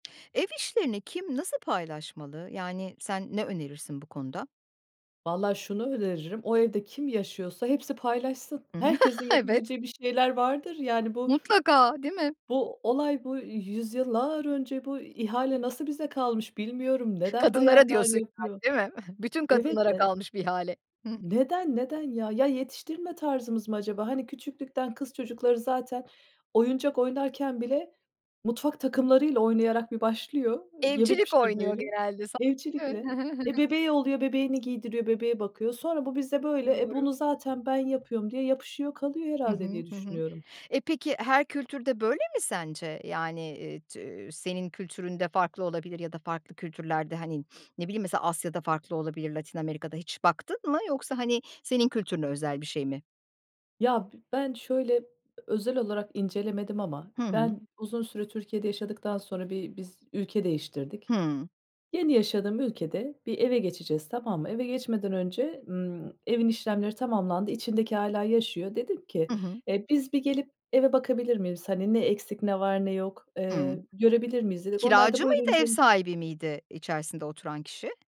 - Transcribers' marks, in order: chuckle; laughing while speaking: "Evet"; other background noise; sniff; chuckle; tapping; sniff; other noise
- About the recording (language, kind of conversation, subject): Turkish, podcast, Ev işlerini kim nasıl paylaşmalı, sen ne önerirsin?